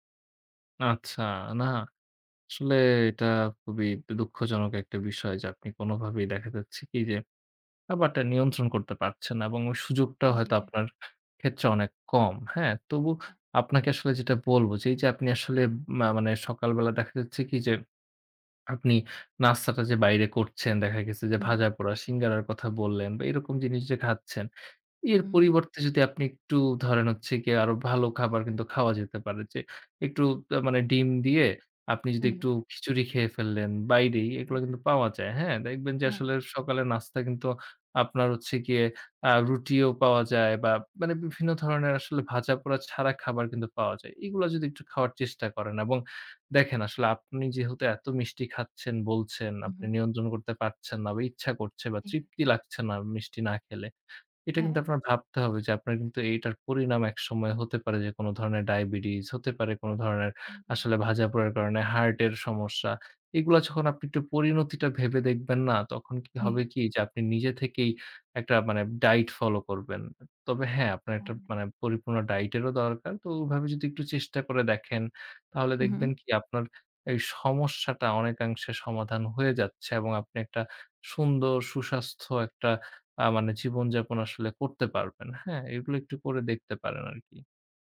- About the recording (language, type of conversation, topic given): Bengali, advice, চিনি বা অস্বাস্থ্যকর খাবারের প্রবল লালসা কমাতে না পারা
- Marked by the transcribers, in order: tapping